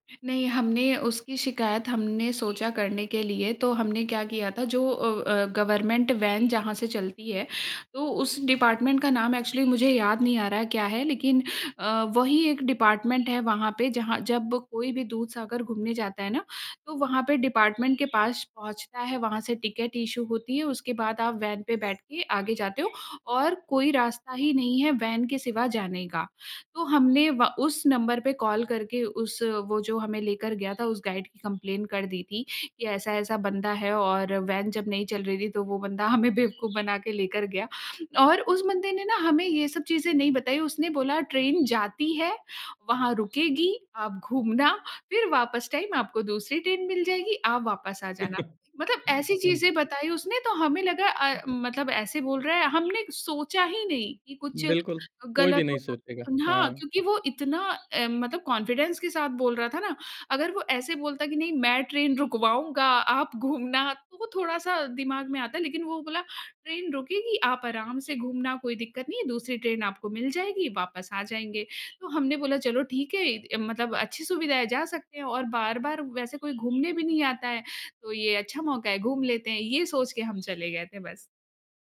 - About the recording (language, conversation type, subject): Hindi, podcast, कैंपिंग या ट्रेकिंग के दौरान किसी मुश्किल में फँसने पर आपने क्या किया था?
- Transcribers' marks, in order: bird; in English: "गवर्नमेंट"; in English: "डिपार्टमेंट"; in English: "डिपार्टमेंट"; in English: "डिपार्टमेंट"; in English: "इश्यू"; in English: "कॉल"; in English: "गाइड"; in English: "कम्प्लेन"; laughing while speaking: "हमें बेवकूफ़"; in English: "टाइम"; chuckle; in English: "कॉन्फिडेंस"; laughing while speaking: "घूमना"